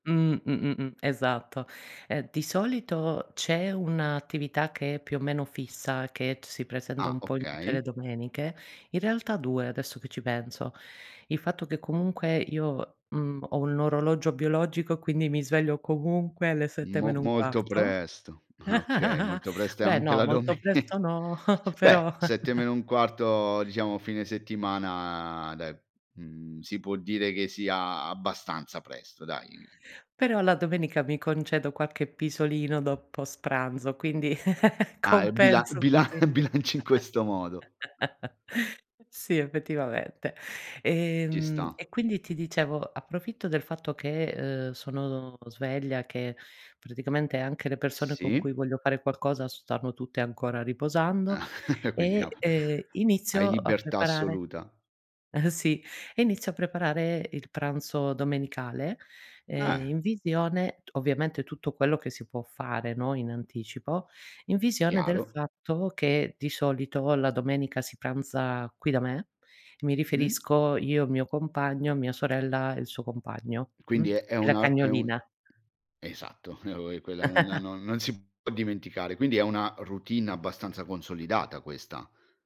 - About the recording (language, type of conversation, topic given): Italian, podcast, Com’è la tua domenica ideale, dedicata ai tuoi hobby?
- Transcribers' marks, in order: tapping; chuckle; laughing while speaking: "dome"; chuckle; "qualche" said as "quacche"; "dopo" said as "doppo"; chuckle; laughing while speaking: "bila bilanci"; chuckle; other background noise; chuckle; chuckle; unintelligible speech; chuckle; "può" said as "po"